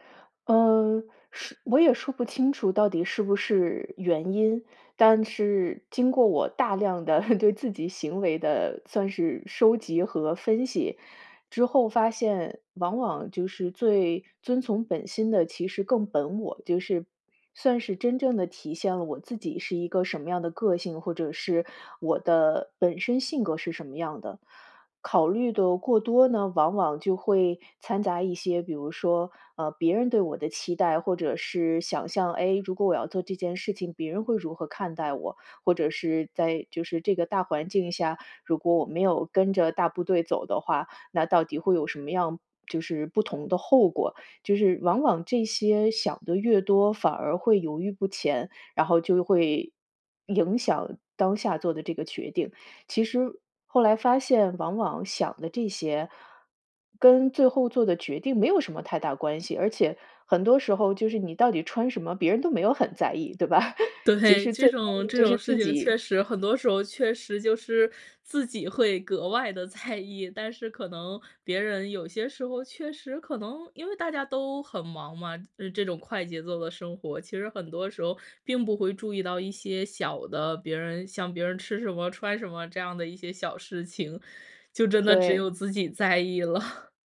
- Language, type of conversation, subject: Chinese, podcast, 你有什么办法能帮自己更快下决心、不再犹豫吗？
- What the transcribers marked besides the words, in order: chuckle; chuckle; laughing while speaking: "在意"; other background noise; chuckle